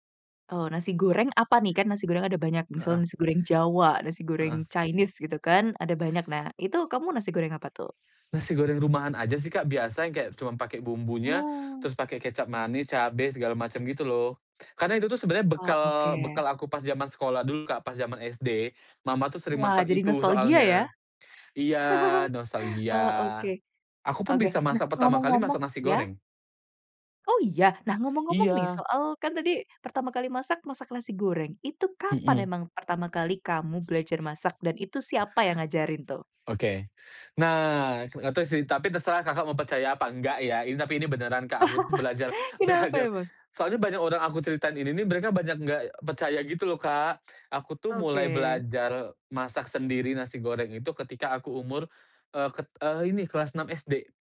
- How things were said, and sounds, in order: laugh; other background noise; laugh
- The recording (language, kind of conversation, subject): Indonesian, podcast, Bisakah kamu menceritakan momen pertama kali kamu belajar memasak sendiri?